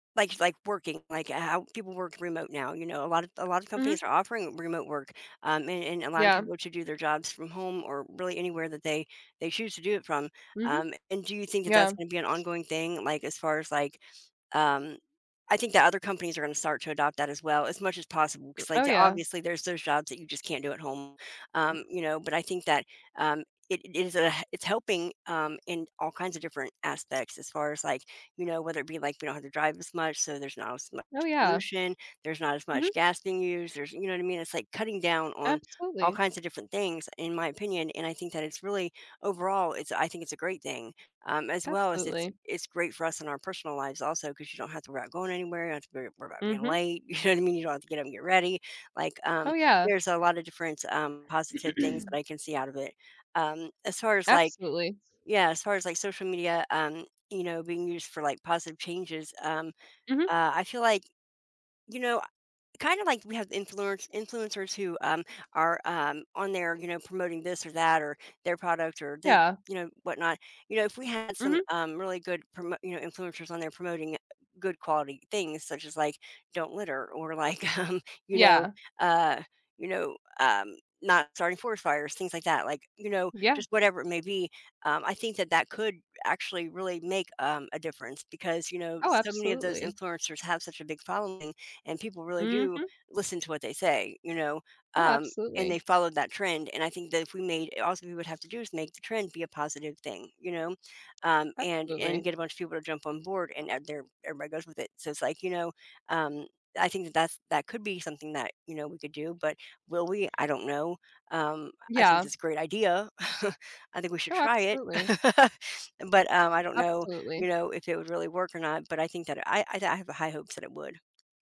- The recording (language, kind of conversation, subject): English, unstructured, How do you think technology will influence social interactions and community-building in the next decade?
- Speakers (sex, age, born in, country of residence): female, 20-24, United States, United States; female, 45-49, United States, United States
- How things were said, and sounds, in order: other background noise; other noise; laughing while speaking: "you"; throat clearing; laughing while speaking: "um"; chuckle; laugh